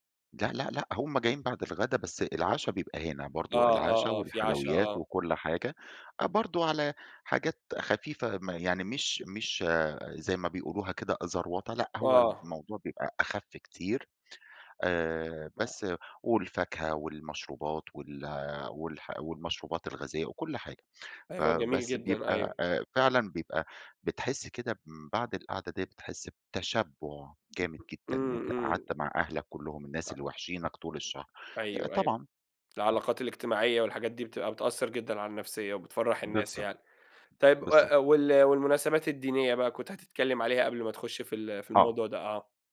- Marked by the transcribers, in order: tapping
- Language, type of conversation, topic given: Arabic, podcast, إزاي بتحتفلوا بالمناسبات التقليدية عندكم؟